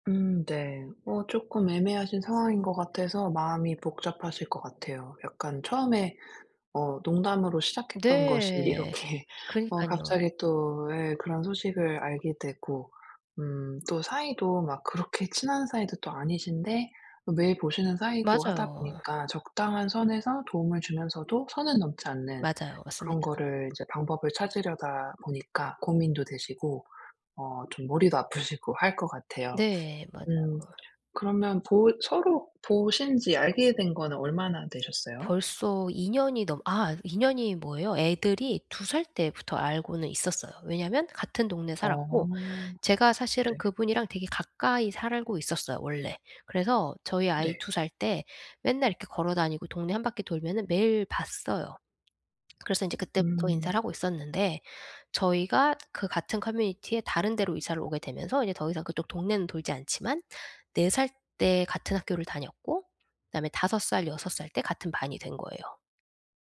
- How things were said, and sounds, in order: tapping; laughing while speaking: "이렇게"; other background noise; laughing while speaking: "아프시고"
- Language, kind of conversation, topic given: Korean, advice, 친구가 힘들어할 때 어떻게 경청하고 공감하며 도와줄 수 있을까요?